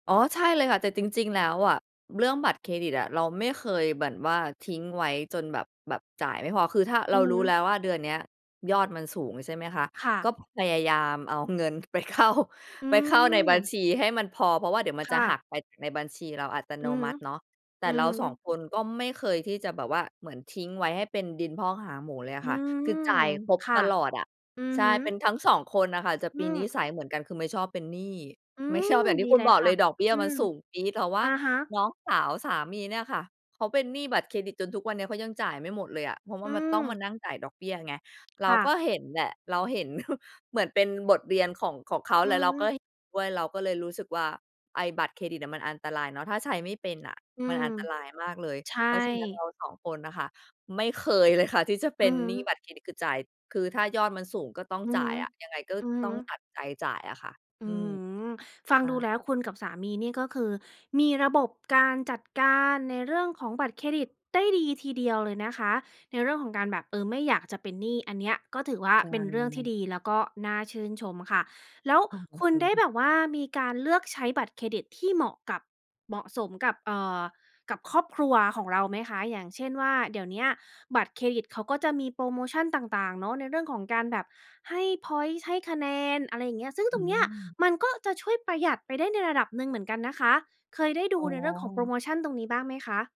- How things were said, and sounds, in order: laughing while speaking: "เข้า"; chuckle
- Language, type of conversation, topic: Thai, advice, ฉันควรทำอย่างไรเมื่อค่าครองชีพสูงขึ้นจนตกใจและจัดการงบประมาณไม่ทัน?